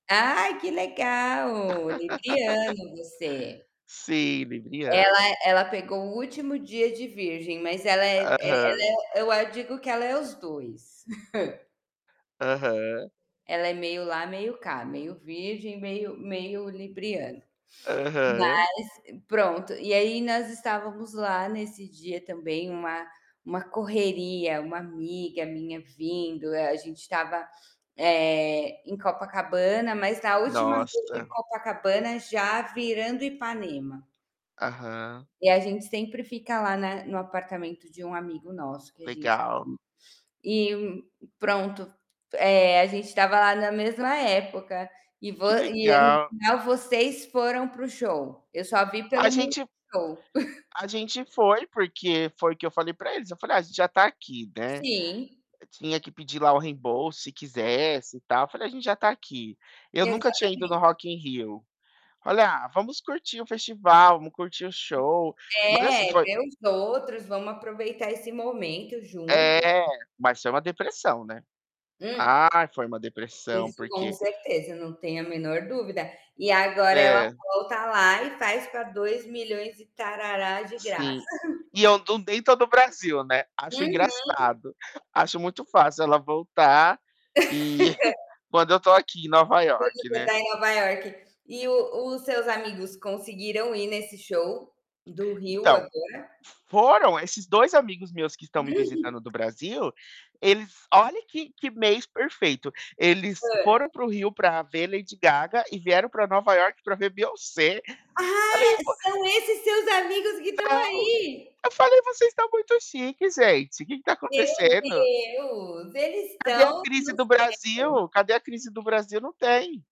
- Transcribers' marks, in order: tapping; laugh; distorted speech; chuckle; other background noise; chuckle; chuckle; chuckle; chuckle; laugh; static; unintelligible speech
- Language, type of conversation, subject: Portuguese, unstructured, Qual foi o momento mais inesperado que você viveu com seus amigos?